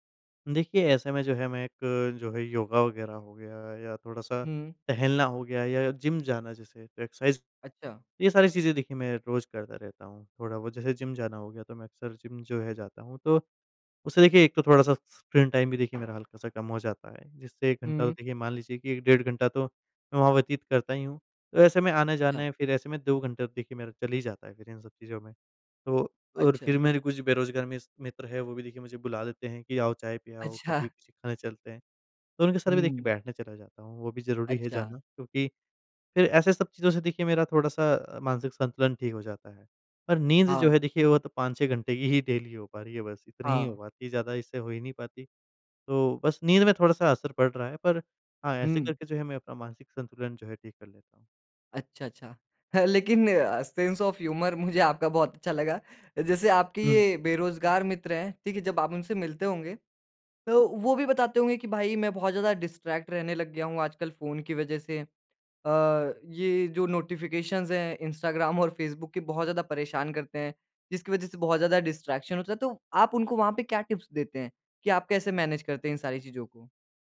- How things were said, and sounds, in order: in English: "एक्सरसाइज़"; tapping; laughing while speaking: "अच्छा"; in English: "डेली"; chuckle; in English: "सेंस ऑफ ह्यूमर"; laughing while speaking: "मुझे आपका बहुत अच्छा लगा"; in English: "डिस्ट्रैक्ट"; in English: "नोटिफिकेशंस"; in English: "डिस्ट्रैक्शन"; in English: "टिप्स"; in English: "मैनेज"
- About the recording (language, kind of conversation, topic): Hindi, podcast, आप सूचनाओं की बाढ़ को कैसे संभालते हैं?